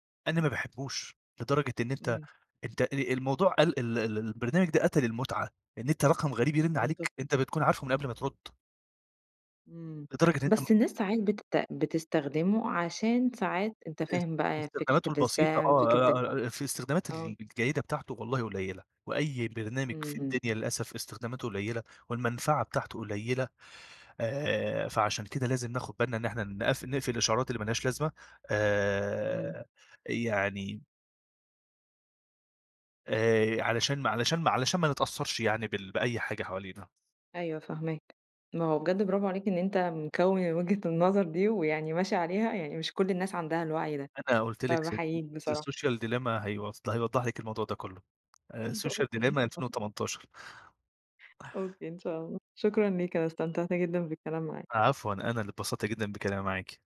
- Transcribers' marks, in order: in English: "الSpam"; unintelligible speech; other background noise; tapping; unintelligible speech
- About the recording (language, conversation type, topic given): Arabic, podcast, إزاي المجتمعات هتتعامل مع موضوع الخصوصية في المستقبل الرقمي؟